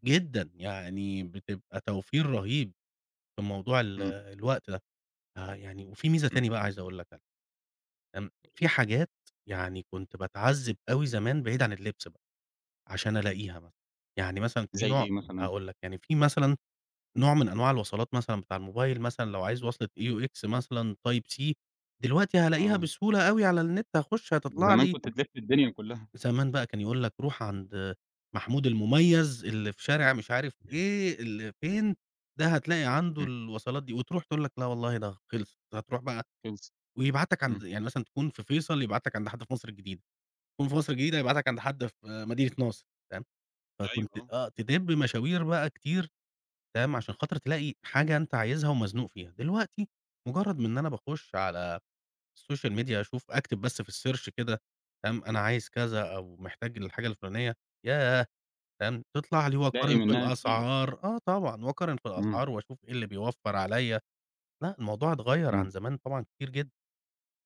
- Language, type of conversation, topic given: Arabic, podcast, إزاي السوشيال ميديا غيّرت طريقتك في اكتشاف حاجات جديدة؟
- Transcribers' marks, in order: in English: "AUX"; in English: "Type C"; other background noise; in English: "الSocial Media"; in English: "الSearch"